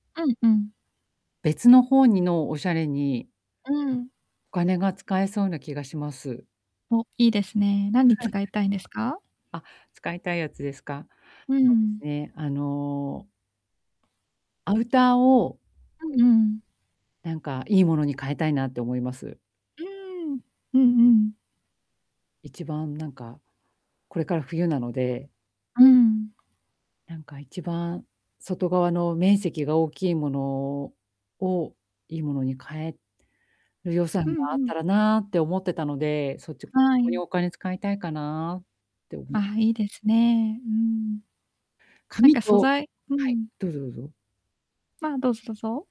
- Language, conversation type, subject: Japanese, advice, 限られた予算の中でおしゃれに見せるには、どうすればいいですか？
- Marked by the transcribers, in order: chuckle; other background noise; distorted speech; unintelligible speech